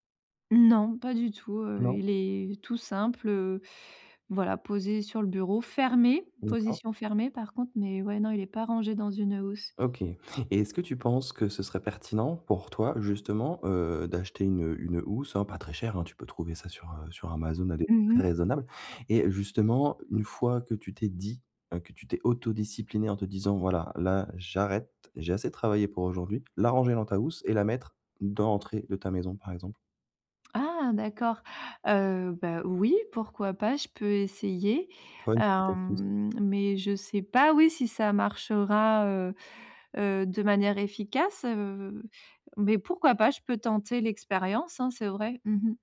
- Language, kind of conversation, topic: French, advice, Comment puis-je mieux séparer mon travail de ma vie personnelle ?
- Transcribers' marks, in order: stressed: "Non"; stressed: "fermé"; other background noise; drawn out: "Hem"; stressed: "oui"